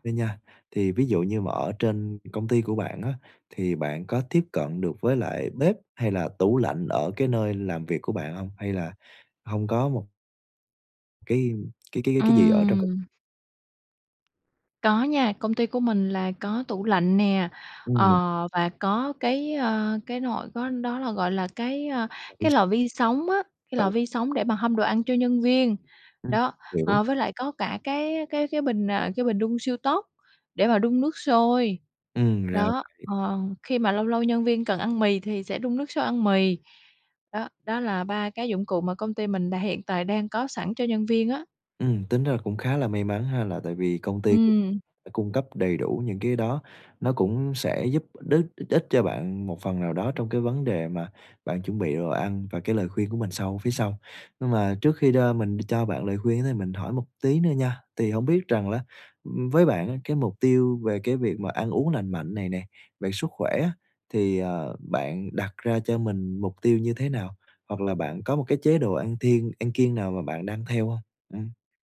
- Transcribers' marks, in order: other background noise; tapping; unintelligible speech
- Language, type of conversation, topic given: Vietnamese, advice, Khó duy trì chế độ ăn lành mạnh khi quá bận công việc.